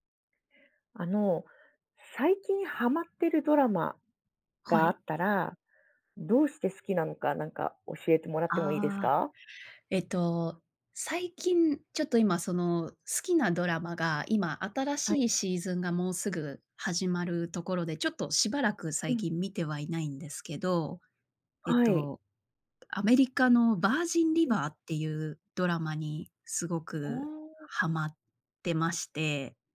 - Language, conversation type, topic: Japanese, podcast, 最近ハマっているドラマは、どこが好きですか？
- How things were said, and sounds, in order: in English: "ヴァージンリバー"